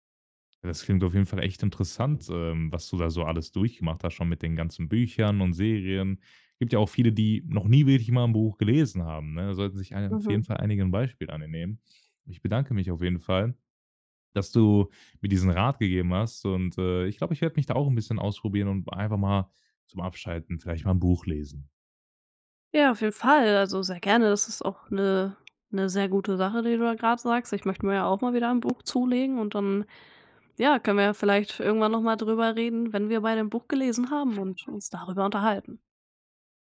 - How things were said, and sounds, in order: other background noise
- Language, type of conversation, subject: German, podcast, Welches Medium hilft dir besser beim Abschalten: Buch oder Serie?